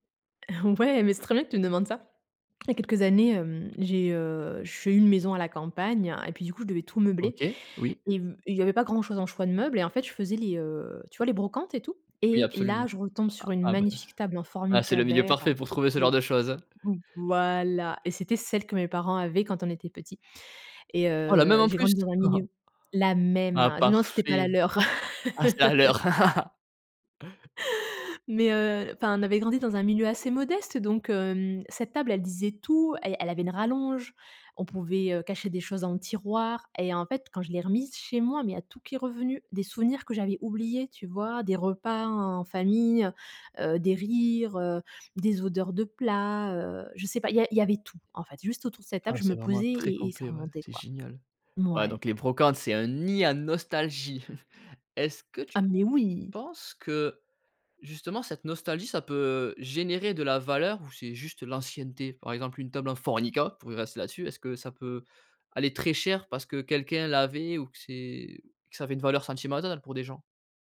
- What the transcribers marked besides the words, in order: tapping; surprised: "Ah, la même en plus ?"; chuckle; laugh; chuckle; stressed: "nid à nostalgie"; stressed: "mais oui"; "Formica" said as "Fornica"
- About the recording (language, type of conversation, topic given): French, podcast, Pourquoi la nostalgie nous pousse-t-elle vers certaines œuvres ?
- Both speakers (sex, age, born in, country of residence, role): female, 35-39, France, Germany, guest; male, 30-34, France, France, host